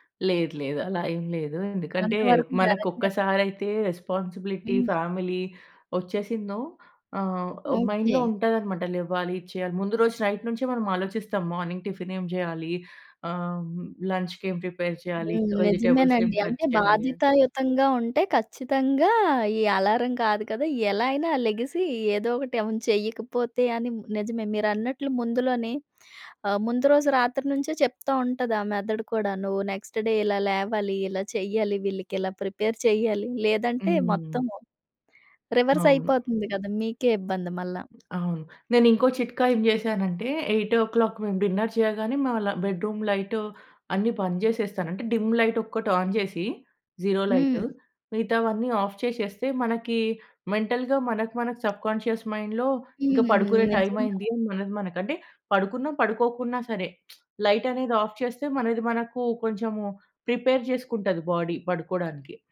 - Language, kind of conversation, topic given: Telugu, podcast, సమయానికి లేవడానికి మీరు పాటించే చిట్కాలు ఏమిటి?
- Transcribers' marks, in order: other background noise; in English: "రెస్పాన్సిబిలిటీ, ఫ్యామిలీ"; in English: "మైండ్‌లో"; in English: "నైట్"; in English: "ప్రిపేర్"; in English: "వెజిటెబుల్స్"; in English: "కట్"; in English: "నెక్స్ట్ డే"; in English: "ప్రిపేర్"; tapping; in English: "ఎయిట్ ఓ క్లాక్"; in English: "డిన్నర్"; in English: "బెడ్రూమ్"; in Hindi: "బంద్"; in English: "డిమ్"; in English: "ఆన్"; in English: "జీరో"; in English: "ఆఫ్"; in English: "మెంటల్‌గా"; in English: "సబ్‌కోన్షియస్ మైండ్‌లో"; lip smack; in English: "ఆఫ్"; in English: "ప్రిపేర్"; in English: "బాడీ"